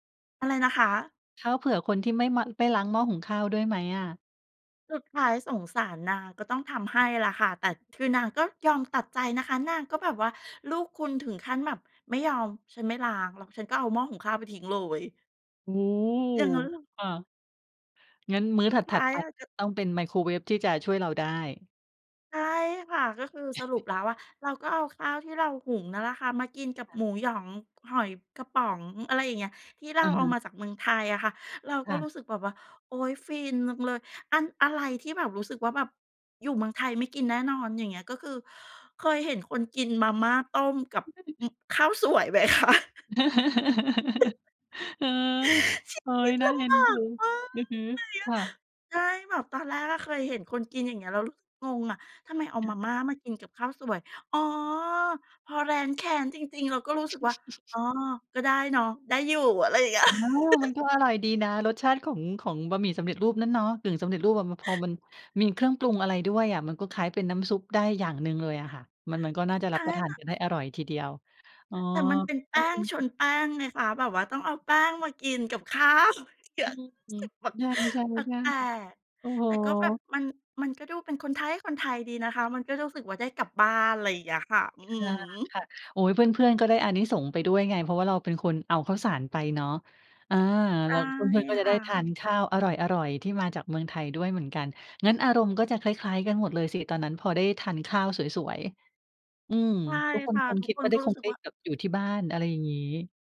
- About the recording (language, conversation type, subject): Thai, podcast, อาหารจานไหนที่ทำให้คุณรู้สึกเหมือนได้กลับบ้านมากที่สุด?
- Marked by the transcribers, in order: surprised: "โอ้โฮ !"; surprised: "อย่างงั้นเหรอ ?"; chuckle; chuckle; laugh; joyful: "เออ โอ๊ย น่าเอ็นดู อือฮึ ค่ะ"; laughing while speaking: "สวยไหมคะ ?"; laugh; put-on voice: "ชีวิตลำบากมาก เหนื่อยเยอะ"; chuckle; joyful: "อะไรเงี้ย"; laughing while speaking: "อะไรเงี้ย"; joyful: "อ๋อ มันก็อร่อยดีนะ รสชาติของ ของบะหมี่สำเร็จรูปนั้นเนาะ"; chuckle; chuckle; joyful: "แต่มันเป็นแป้งชนแป้งไงคะ แบบว่าต้องเอา … ลับบ้าน อะไรเงี้ยค่ะ อือฮึ"; laughing while speaking: "ข้าว เกือก รู้สึกแปลก"